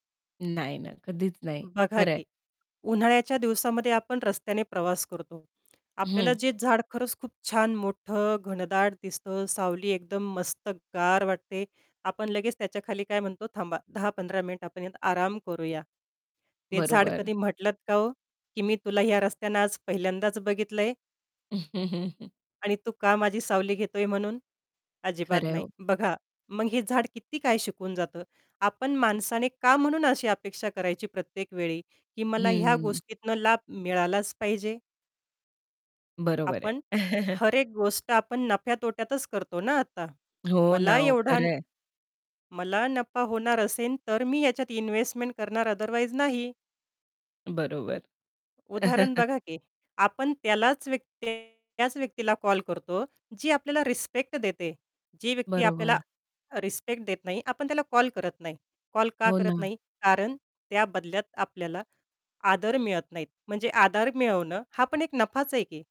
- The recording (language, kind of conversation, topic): Marathi, podcast, तुझ्या आयुष्यातला सर्वात प्रभावी गुरु कोण होता आणि का?
- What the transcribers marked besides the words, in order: static; distorted speech; chuckle; chuckle; other background noise; chuckle; tapping